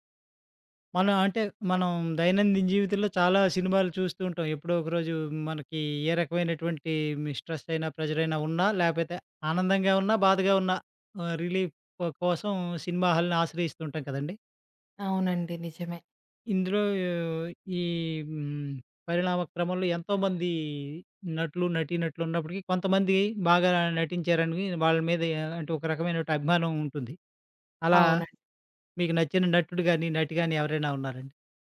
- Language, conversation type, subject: Telugu, podcast, మీకు ఇష్టమైన నటుడు లేదా నటి గురించి మీరు మాట్లాడగలరా?
- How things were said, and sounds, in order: in English: "స్ట్రెస్"; in English: "రిలీఫ్"; in English: "సినిమా హాల్‌ని"